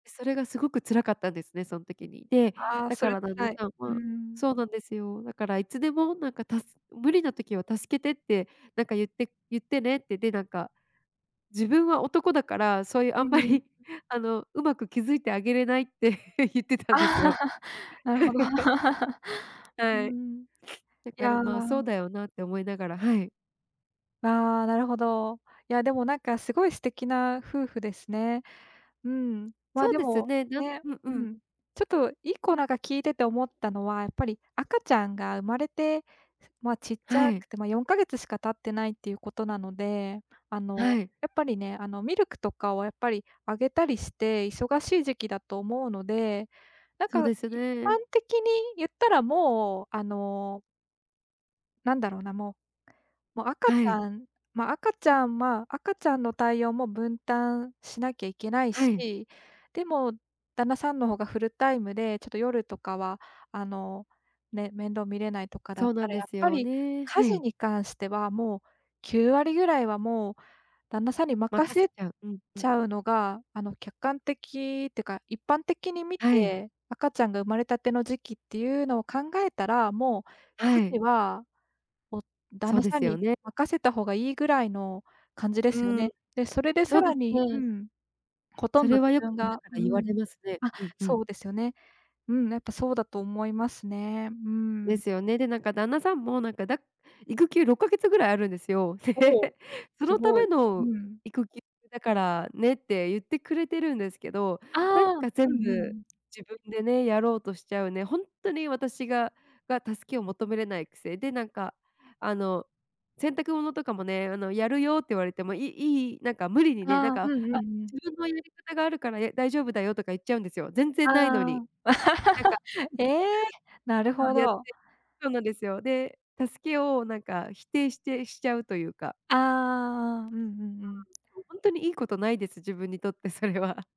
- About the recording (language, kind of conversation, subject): Japanese, advice, パートナーの前で素直になれないと感じるのはなぜですか？
- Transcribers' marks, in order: laughing while speaking: "あんまり"; laughing while speaking: "ああ"; laughing while speaking: "言ってたんですよ"; laugh; other background noise; laugh; laugh; tapping